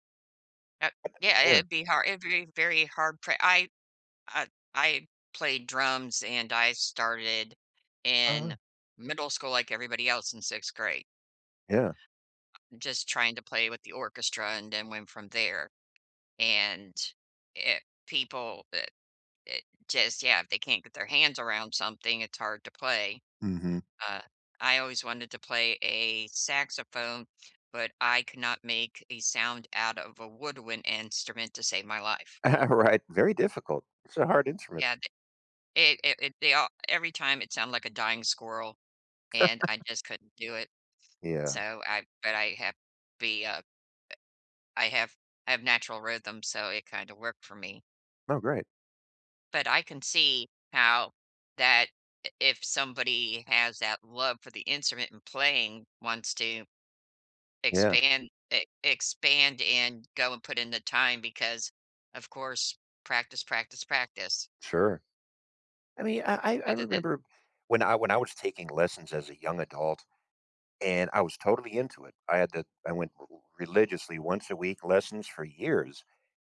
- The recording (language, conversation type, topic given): English, unstructured, When should I teach a friend a hobby versus letting them explore?
- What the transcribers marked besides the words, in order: tapping; laugh; laughing while speaking: "Right"; chuckle